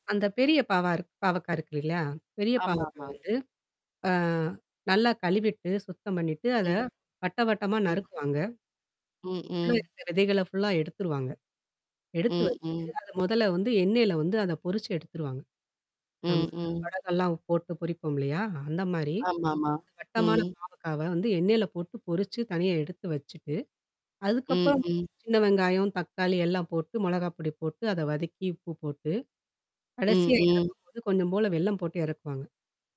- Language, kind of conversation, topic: Tamil, podcast, மரபு உணவுகள் உங்கள் வாழ்க்கையில் எந்த இடத்தைப் பெற்றுள்ளன?
- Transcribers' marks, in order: distorted speech; in English: "ஃபுல்லா"